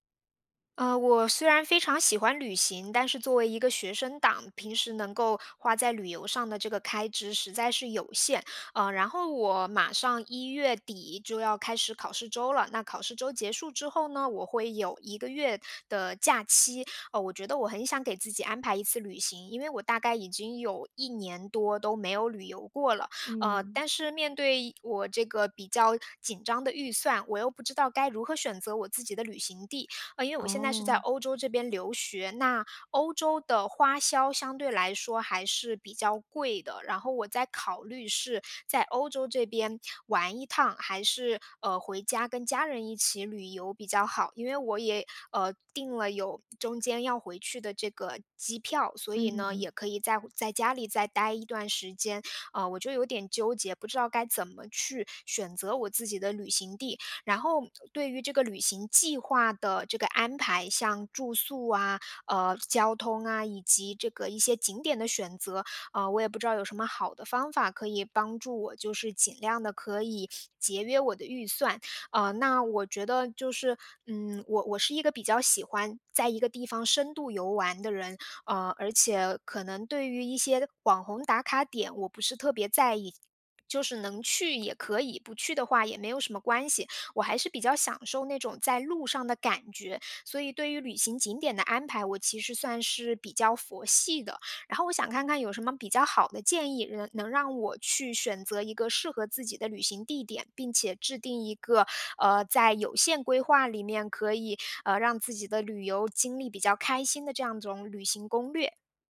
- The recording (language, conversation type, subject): Chinese, advice, 预算有限时，我该如何选择适合的旅行方式和目的地？
- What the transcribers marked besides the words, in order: none